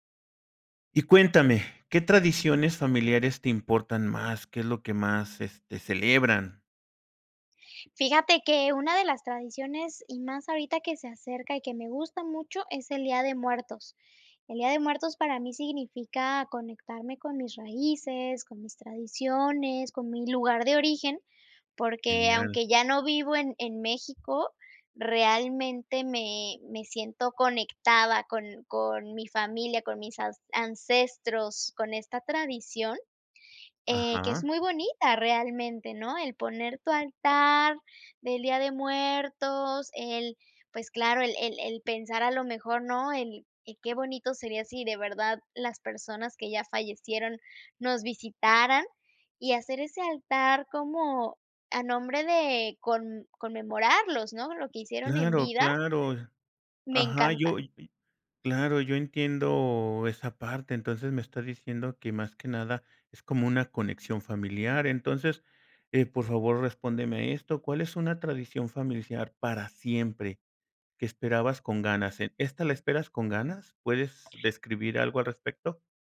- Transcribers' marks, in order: other background noise; tapping
- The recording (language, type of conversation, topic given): Spanish, podcast, Cuéntame, ¿qué tradiciones familiares te importan más?